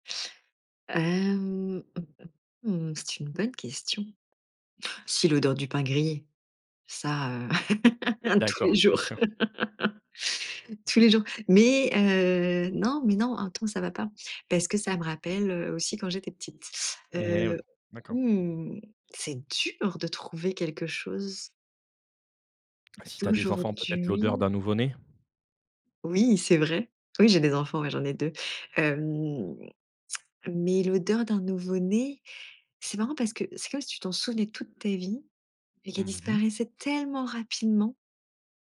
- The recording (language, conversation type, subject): French, podcast, Quelles odeurs te rappellent le confort de la maison ?
- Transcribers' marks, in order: drawn out: "Hem"; chuckle; other background noise; stressed: "dur"; tapping; drawn out: "hem"; stressed: "tellement"